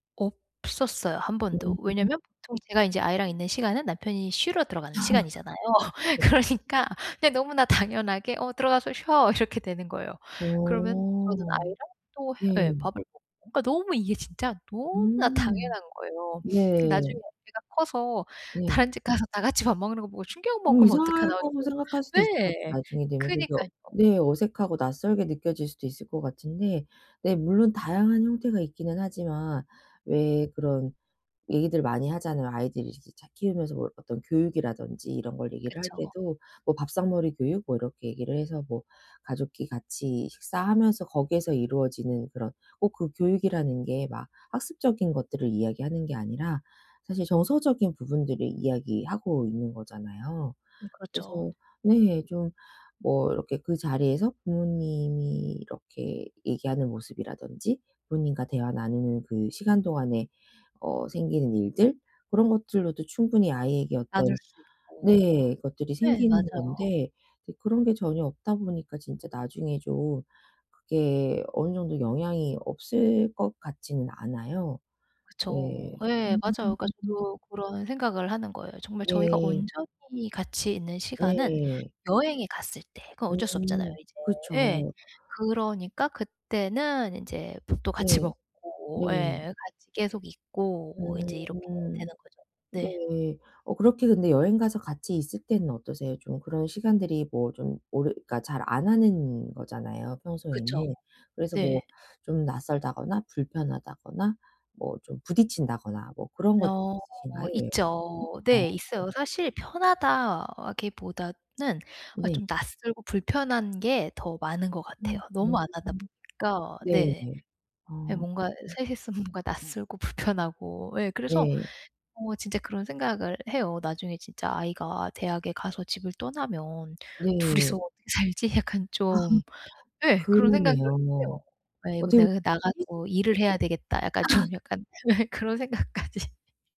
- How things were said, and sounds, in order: laugh; other background noise; laugh; laughing while speaking: "그러니까"; unintelligible speech; unintelligible speech; laughing while speaking: "있으면 뭔가"; laughing while speaking: "둘 이서 어떻게 살지?'"; laugh; laughing while speaking: "좀"; laugh; laughing while speaking: "네. 그런 생각까지"; laugh
- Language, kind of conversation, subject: Korean, advice, 연인과 함께하는 시간과 혼자만의 시간을 어떻게 균형 있게 조절할 수 있을까요?